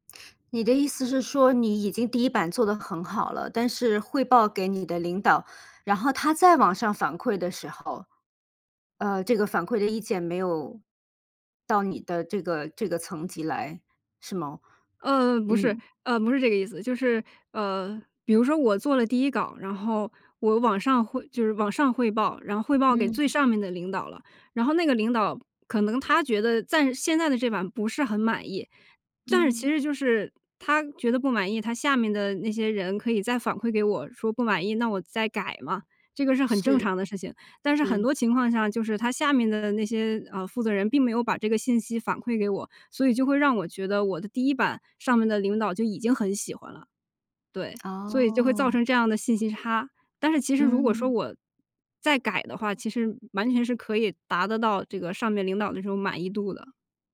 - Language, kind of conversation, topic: Chinese, podcast, 你觉得独处对创作重要吗？
- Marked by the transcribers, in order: tapping